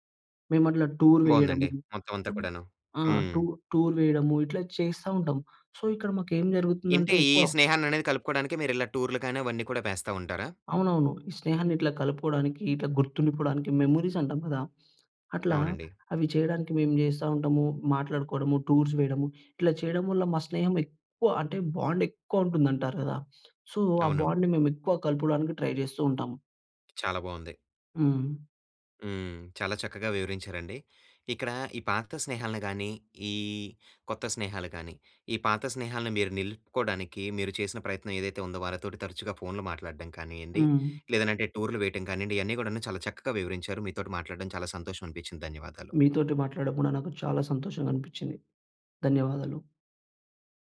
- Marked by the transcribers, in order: in English: "టూర్"; other background noise; in English: "టూ టూర్"; in English: "సో"; "ఇంతే" said as "ఇంటే"; in English: "మెమోరీస్"; in English: "టూర్స్"; in English: "బాండ్"; in English: "సో"; in English: "బాండ్‌ని"; in English: "ట్రై"
- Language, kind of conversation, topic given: Telugu, podcast, పాత స్నేహాలను నిలుపుకోవడానికి మీరు ఏమి చేస్తారు?